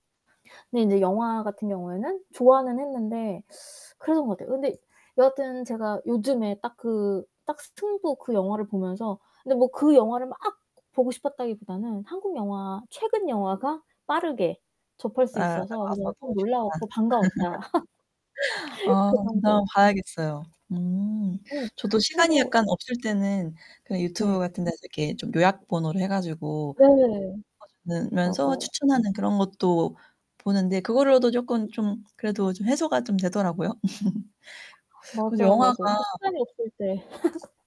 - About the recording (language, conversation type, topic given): Korean, unstructured, 영화는 우리의 감정에 어떤 영향을 미칠까요?
- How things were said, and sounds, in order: static; teeth sucking; distorted speech; laugh; tapping; unintelligible speech; laugh; unintelligible speech; laugh; laugh